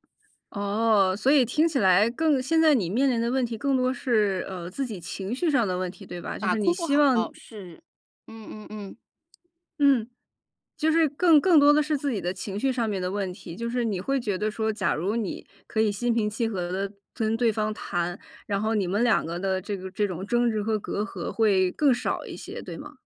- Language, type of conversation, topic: Chinese, advice, 我们该如何处理因疲劳和情绪引发的争执与隔阂？
- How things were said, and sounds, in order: "跟" said as "蹲"